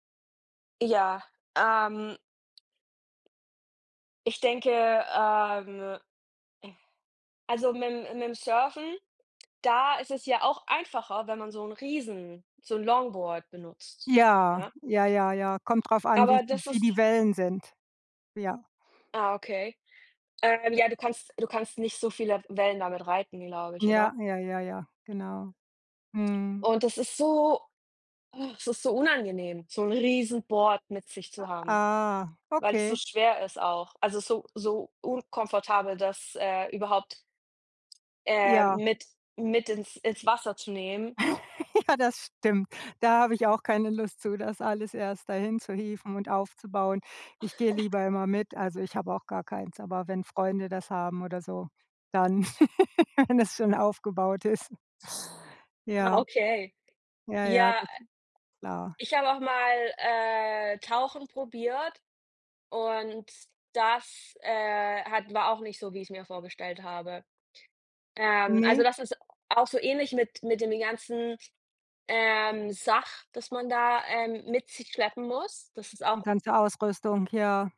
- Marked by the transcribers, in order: laugh; laugh; other background noise; laugh; giggle
- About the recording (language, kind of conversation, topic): German, unstructured, Welche Sportarten machst du am liebsten und warum?